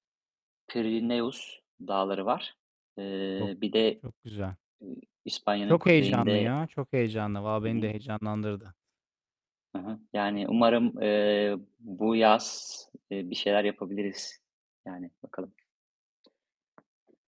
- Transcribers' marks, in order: other background noise; distorted speech
- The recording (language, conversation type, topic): Turkish, unstructured, Hobiler insanların hayatında neden önemlidir?